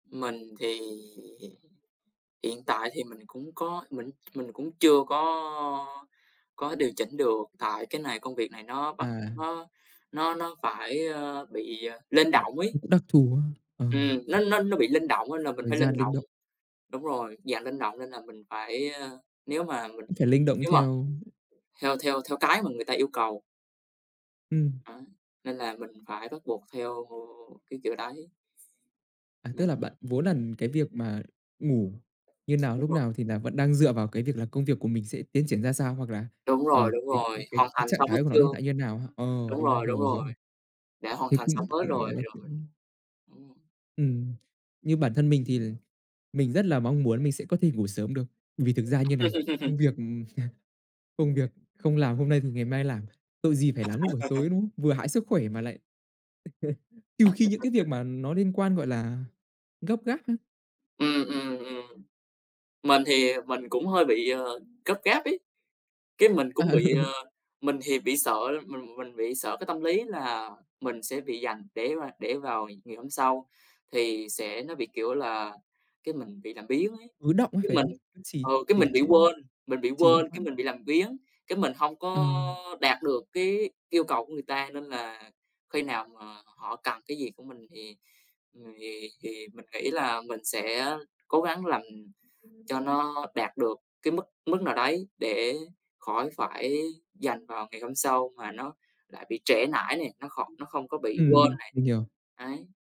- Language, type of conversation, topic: Vietnamese, unstructured, Bạn thích dậy sớm hay thức khuya hơn?
- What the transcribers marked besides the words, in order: drawn out: "thì"; tapping; unintelligible speech; other background noise; chuckle; laugh; chuckle; laugh; laugh; chuckle; laughing while speaking: "À, ừ"